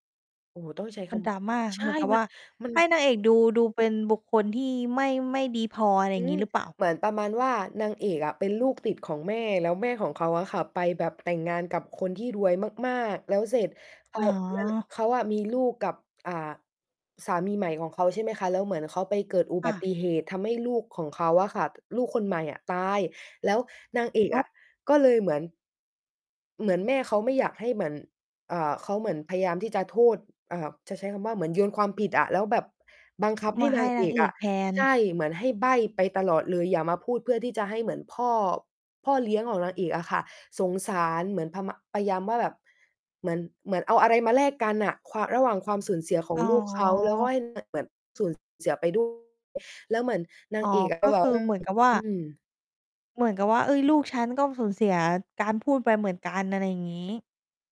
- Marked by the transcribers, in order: other background noise; tapping; distorted speech
- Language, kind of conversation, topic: Thai, podcast, คุณชอบซีรีส์แนวไหนที่สุด และเพราะอะไร?